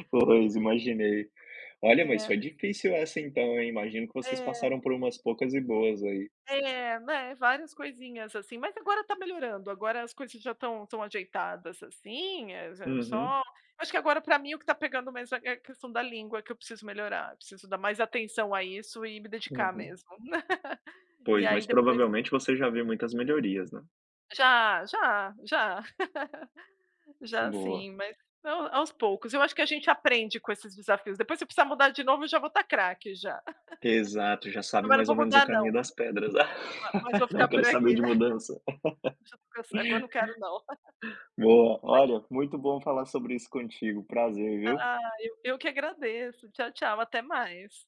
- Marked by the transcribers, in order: tapping; laugh; laugh; laugh; laugh; unintelligible speech; laugh
- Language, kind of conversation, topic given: Portuguese, unstructured, O que você aprendeu com os seus maiores desafios?